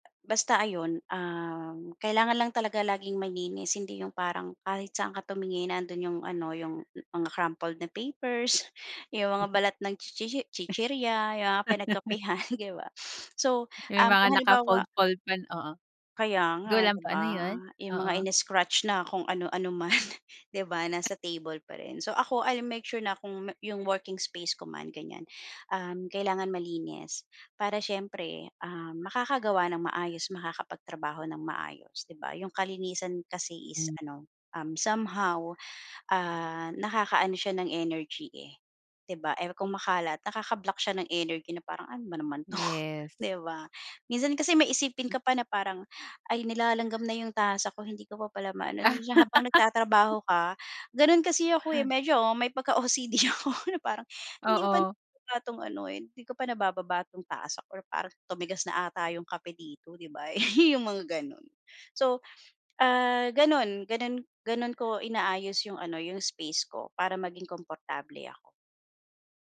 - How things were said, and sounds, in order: other background noise; laugh; snort; other animal sound; tapping; laugh
- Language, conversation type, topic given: Filipino, podcast, Paano mo inaayos ang maliit na espasyo para maging komportable ka?